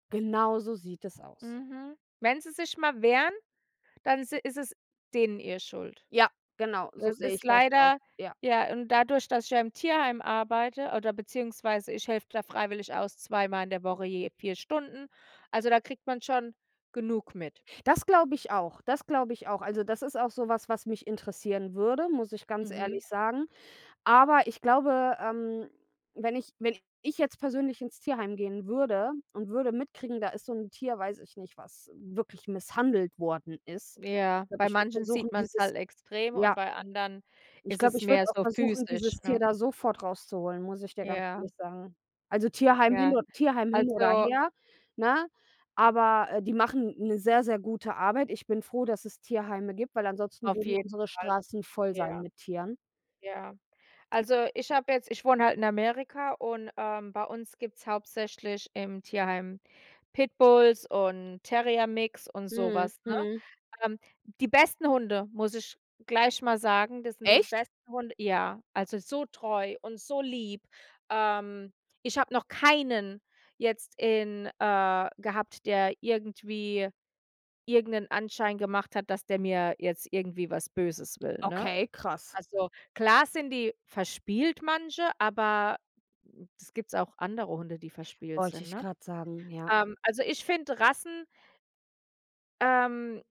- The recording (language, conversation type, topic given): German, unstructured, Wie sollte man mit Tierquälerei in der Nachbarschaft umgehen?
- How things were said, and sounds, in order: other background noise; stressed: "besten"; stressed: "keinen"